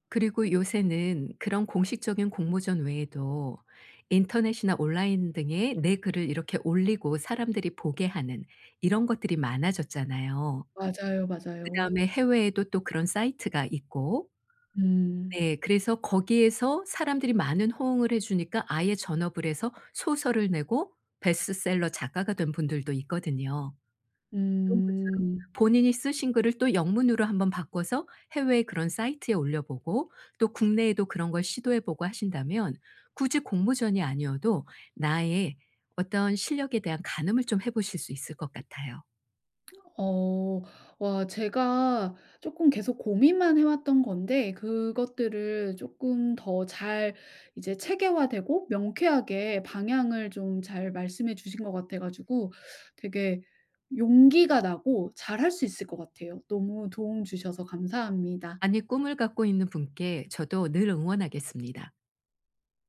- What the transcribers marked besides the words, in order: none
- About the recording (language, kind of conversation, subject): Korean, advice, 경력 목표를 어떻게 설정하고 장기 계획을 어떻게 세워야 할까요?